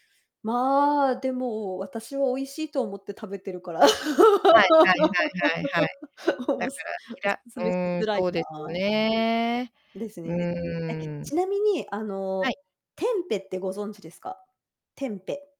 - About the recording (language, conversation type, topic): Japanese, unstructured, 納豆はお好きですか？その理由は何ですか？
- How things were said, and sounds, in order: laugh; distorted speech